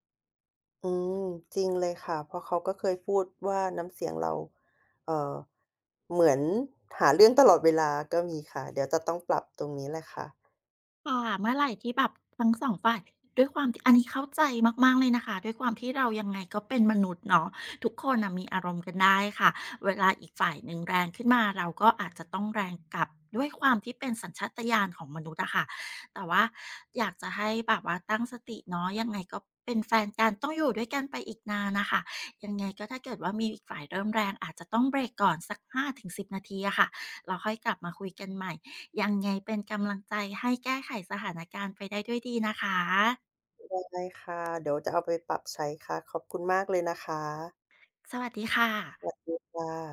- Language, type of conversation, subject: Thai, advice, คุณทะเลาะกับแฟนบ่อยแค่ไหน และมักเป็นเรื่องอะไร?
- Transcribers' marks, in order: other background noise; tapping